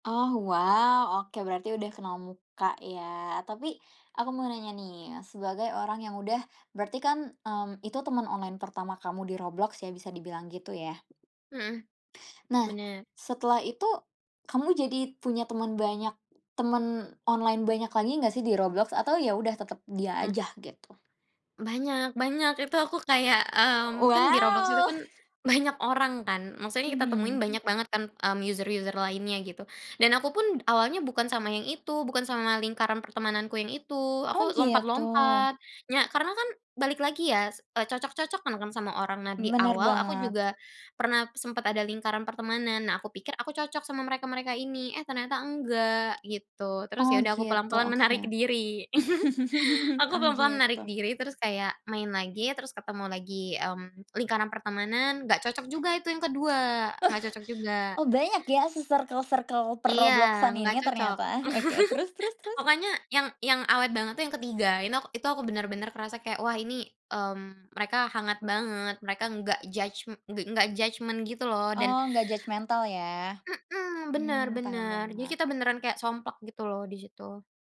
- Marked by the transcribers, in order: other background noise; laughing while speaking: "banyak"; chuckle; in English: "user-user"; tapping; laughing while speaking: "menarik"; chuckle; chuckle; laugh; in English: "judgement"; in English: "judgemental"
- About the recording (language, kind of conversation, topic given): Indonesian, podcast, Menurut kamu, apa perbedaan antara teman daring dan teman di dunia nyata?